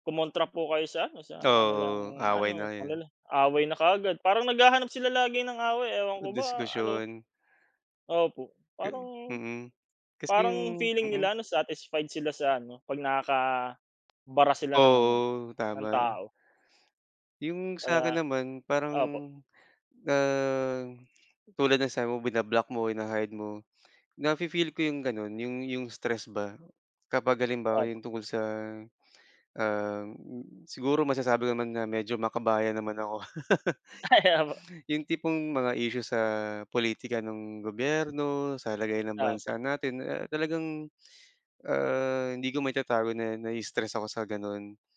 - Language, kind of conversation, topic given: Filipino, unstructured, Paano mo tinitingnan ang epekto ng social media sa kalusugan ng isip?
- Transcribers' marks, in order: other background noise; laugh; laughing while speaking: "Ay"; tapping